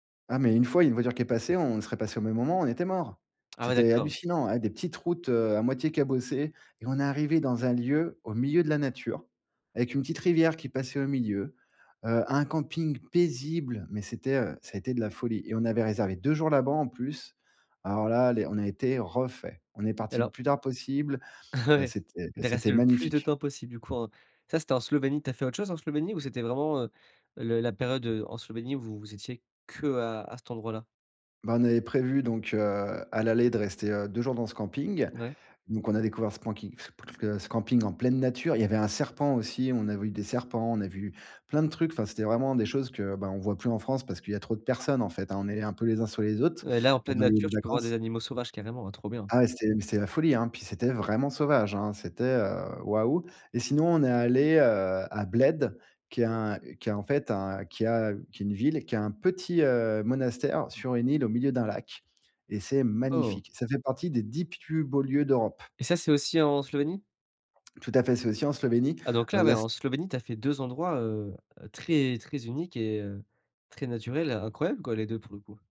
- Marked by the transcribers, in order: stressed: "paisible"; laughing while speaking: "Ouais"; tapping; "camping" said as "pamking"
- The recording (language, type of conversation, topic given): French, podcast, Comment trouves-tu des lieux hors des sentiers battus ?